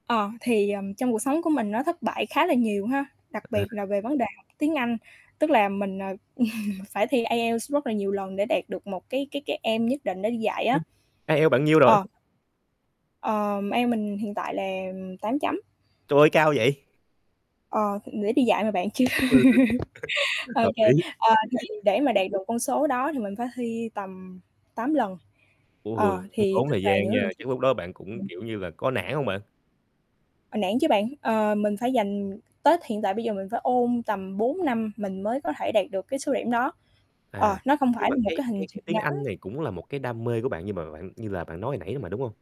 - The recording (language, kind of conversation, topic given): Vietnamese, podcast, Bạn cân bằng giữa đam mê và thực tế tài chính như thế nào?
- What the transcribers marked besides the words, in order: distorted speech; chuckle; static; unintelligible speech; in English: "aim"; tapping; in English: "aim"; laugh